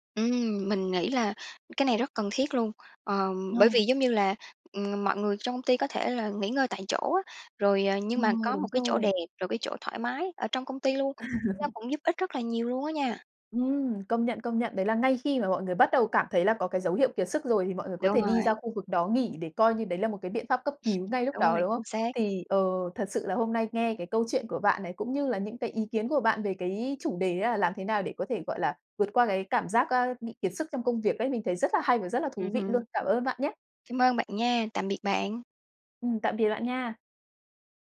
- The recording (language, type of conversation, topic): Vietnamese, podcast, Bạn nhận ra mình sắp kiệt sức vì công việc sớm nhất bằng cách nào?
- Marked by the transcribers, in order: tapping; laugh; sniff